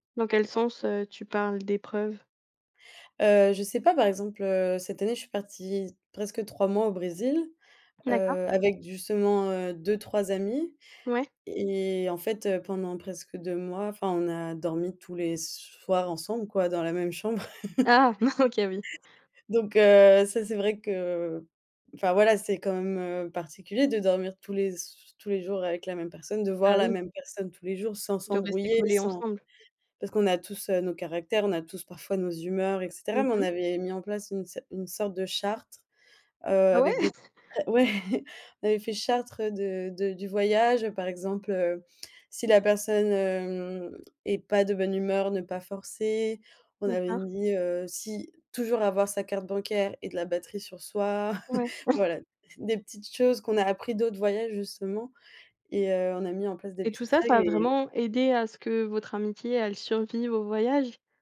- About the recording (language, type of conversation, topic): French, podcast, Comment gardes-tu le contact avec des amis qui habitent loin ?
- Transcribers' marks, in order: other background noise; stressed: "Ah"; laugh; laughing while speaking: "OK, oui"; laughing while speaking: "Ah ouais ?"; chuckle; chuckle